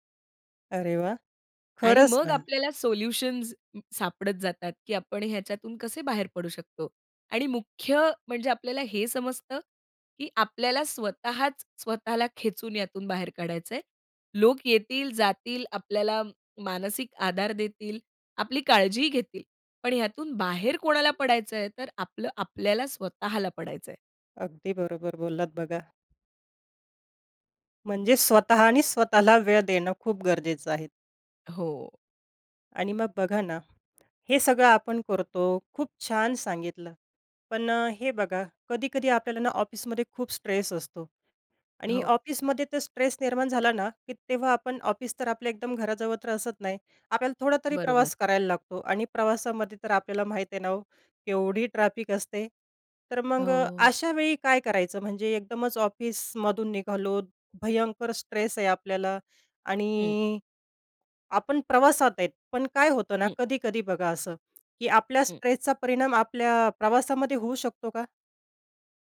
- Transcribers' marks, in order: tapping
- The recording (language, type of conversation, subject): Marathi, podcast, तणावाच्या वेळी श्वासोच्छ्वासाची कोणती तंत्रे तुम्ही वापरता?